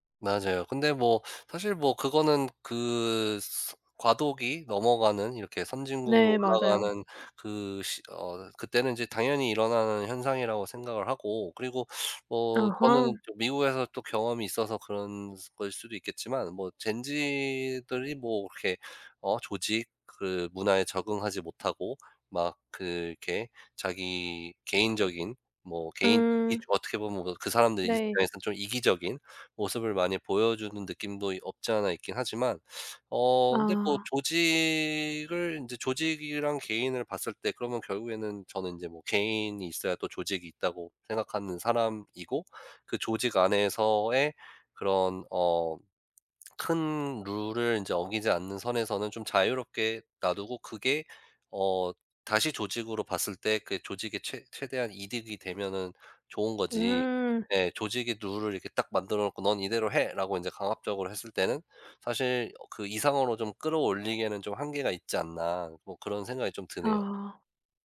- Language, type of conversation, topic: Korean, podcast, 실패를 숨기려는 문화를 어떻게 바꿀 수 있을까요?
- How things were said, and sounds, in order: other background noise; tapping